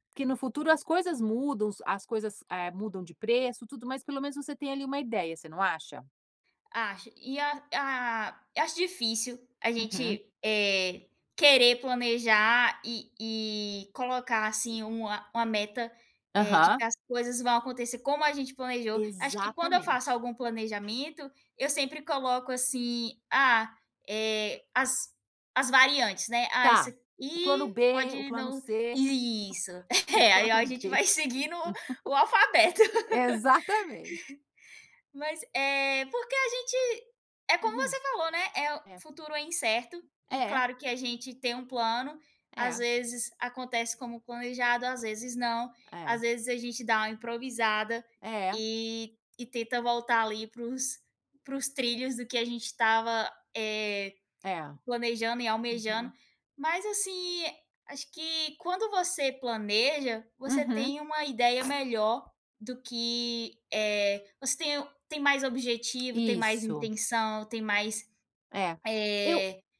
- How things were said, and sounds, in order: tapping; other background noise; laugh; laughing while speaking: "o plano D"; laugh
- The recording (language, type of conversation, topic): Portuguese, unstructured, Você acha importante planejar o futuro? Por quê?